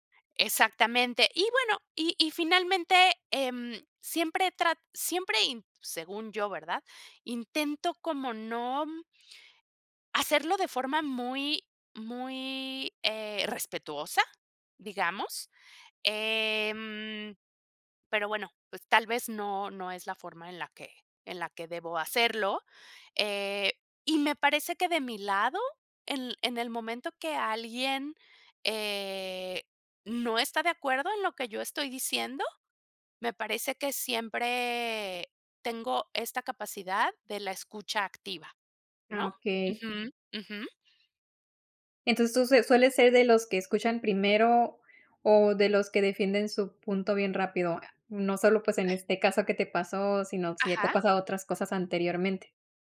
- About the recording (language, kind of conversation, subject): Spanish, podcast, ¿Cómo sueles escuchar a alguien que no está de acuerdo contigo?
- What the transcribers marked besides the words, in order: drawn out: "em"; other noise; other background noise